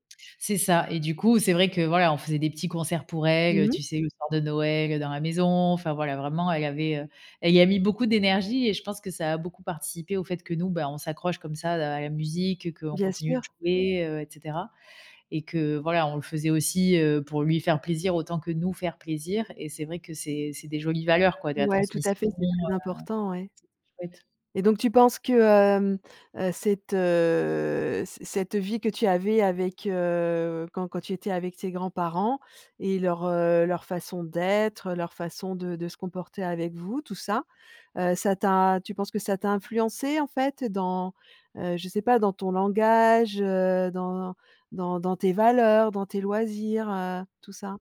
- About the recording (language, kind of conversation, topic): French, podcast, Quelle place tenaient les grands-parents dans ton quotidien ?
- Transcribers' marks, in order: drawn out: "heu"